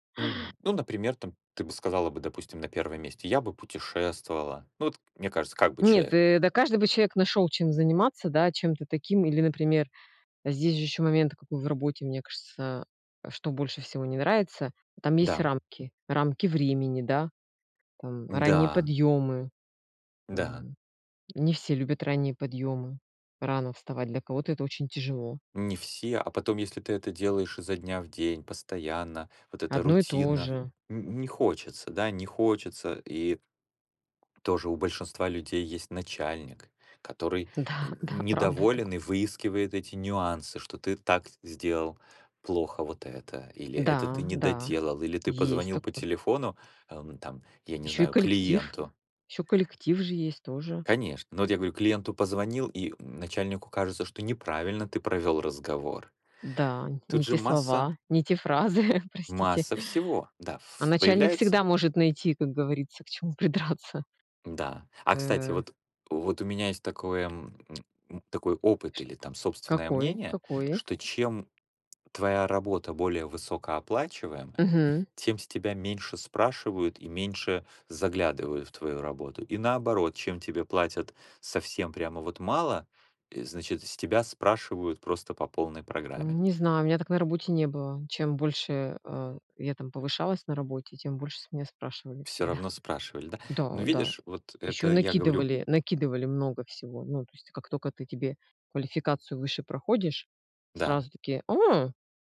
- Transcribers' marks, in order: tapping; "кажется" said as "кажса"; other background noise; chuckle; "только" said as "тока"
- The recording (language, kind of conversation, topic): Russian, unstructured, Почему многие люди недовольны своей работой?